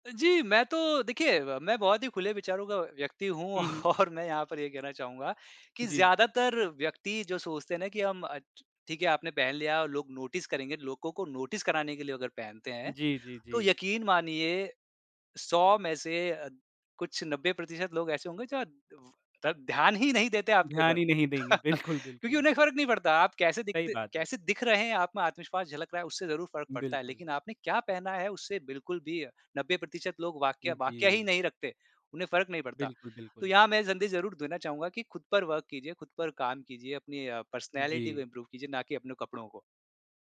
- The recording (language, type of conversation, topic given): Hindi, podcast, आप कपड़ों के माध्यम से अपनी पहचान कैसे व्यक्त करते हैं?
- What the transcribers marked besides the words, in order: laughing while speaking: "और"; in English: "नोटिस"; in English: "नोटिस"; chuckle; laughing while speaking: "बिल्कुल"; in English: "वर्क"; in English: "पर्सनैलिटी"; in English: "इंप्रूव"